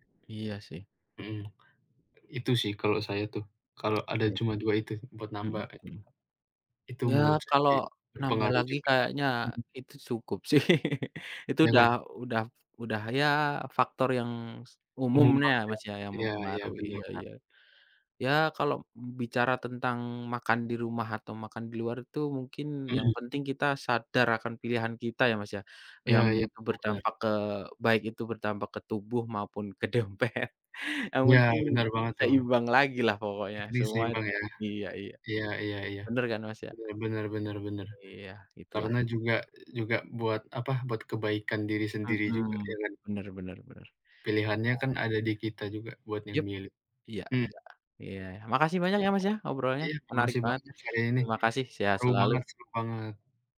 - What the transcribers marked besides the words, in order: tapping; laughing while speaking: "sih"; laugh; other background noise; laughing while speaking: "dompet"
- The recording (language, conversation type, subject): Indonesian, unstructured, Apakah Anda lebih suka makan di rumah atau makan di luar?